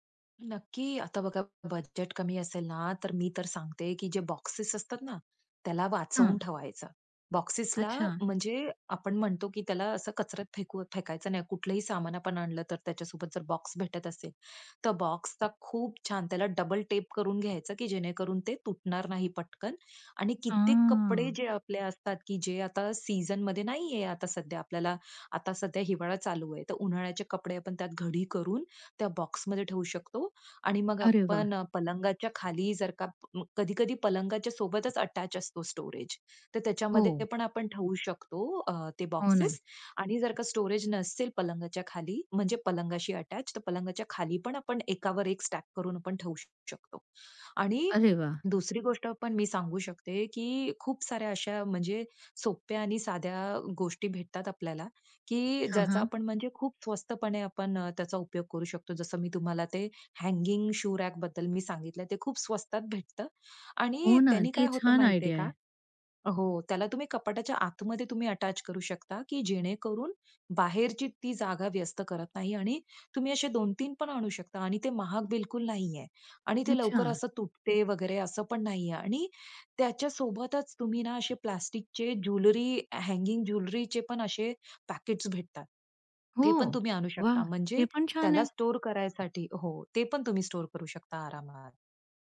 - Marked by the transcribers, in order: in English: "डबल टेप"; in English: "अटॅच"; in English: "स्टोरेज"; in English: "स्टोरेज"; in English: "अटॅच"; in English: "स्टॅक"; other background noise; in English: "हँगिंग शू रॅकबद्दल"; in English: "आयडिया"; in English: "अटॅच"; in English: "ज्वेलरी हॅंगिंग, ज्वेलरीचेपण"
- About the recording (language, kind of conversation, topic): Marathi, podcast, छोट्या सदनिकेत जागेची मांडणी कशी करावी?